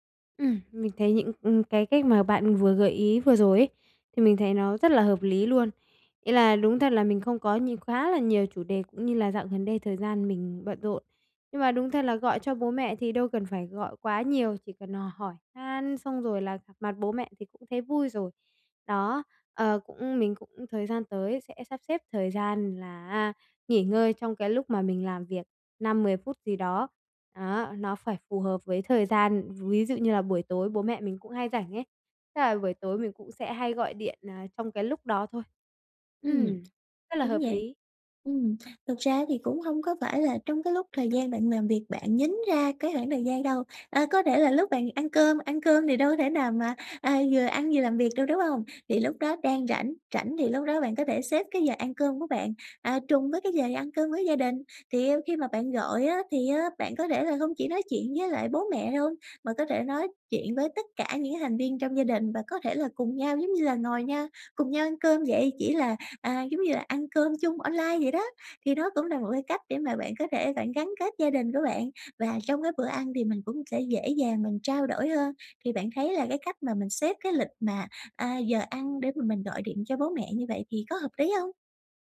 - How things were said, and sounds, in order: horn; tapping; "nhín" said as "nhính"
- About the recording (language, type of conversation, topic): Vietnamese, advice, Làm thế nào để duy trì sự gắn kết với gia đình khi sống xa nhà?